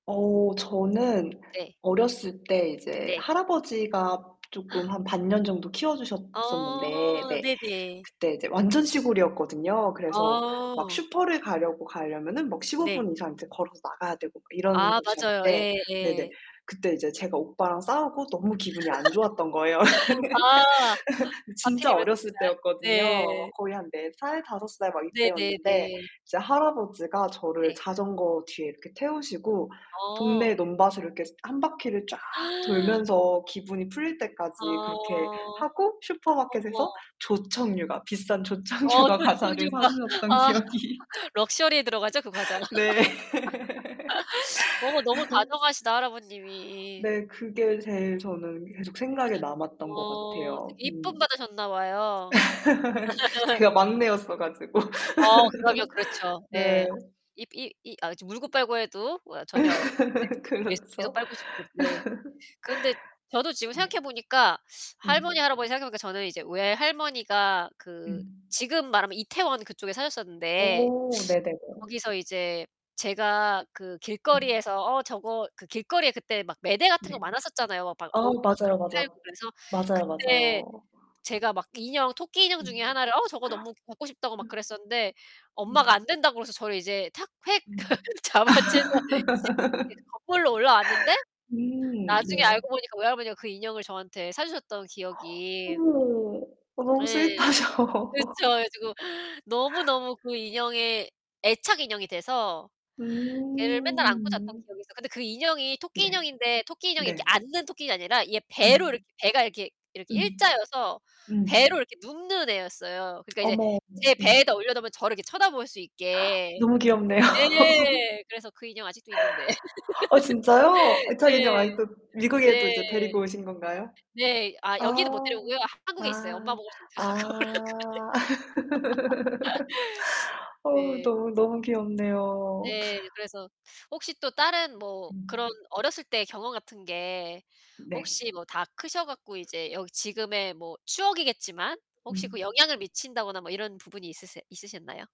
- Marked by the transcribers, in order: other background noise; gasp; laugh; laugh; gasp; tapping; laughing while speaking: "조청유과 과자를 사 주셨던 기억이"; laugh; laugh; laugh; laughing while speaking: "가지고"; laugh; laugh; laughing while speaking: "그렇죠"; distorted speech; laugh; sniff; laugh; gasp; laughing while speaking: "스위트하셔"; laugh; laughing while speaking: "귀엽네요"; laugh; laugh; laugh
- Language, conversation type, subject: Korean, unstructured, 어린 시절의 특별한 날이 지금도 기억에 남아 있으신가요?
- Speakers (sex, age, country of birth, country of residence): female, 30-34, South Korea, Germany; female, 40-44, South Korea, United States